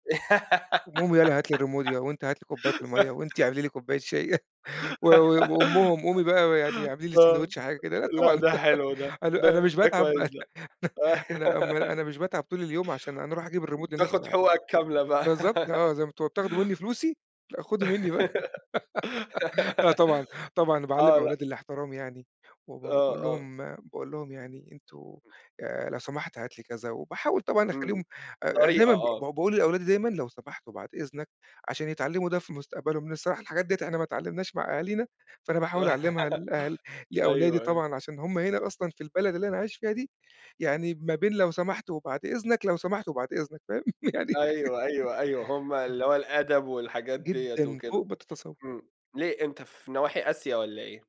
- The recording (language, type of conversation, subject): Arabic, podcast, إزاي بتطلب مساعدة لما تحس إنك محتاجها؟
- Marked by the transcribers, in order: giggle; laugh; chuckle; laugh; chuckle; laugh; laugh; laugh; chuckle; laughing while speaking: "يعني"